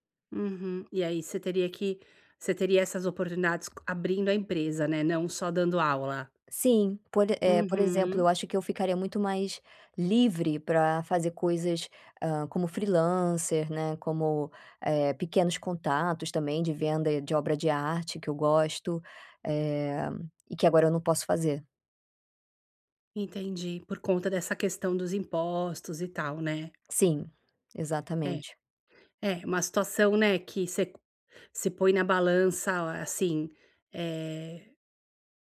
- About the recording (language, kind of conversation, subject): Portuguese, advice, Como posso lidar com a incerteza durante uma grande transição?
- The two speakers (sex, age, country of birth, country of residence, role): female, 30-34, Brazil, Spain, user; female, 50-54, Brazil, United States, advisor
- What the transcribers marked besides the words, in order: none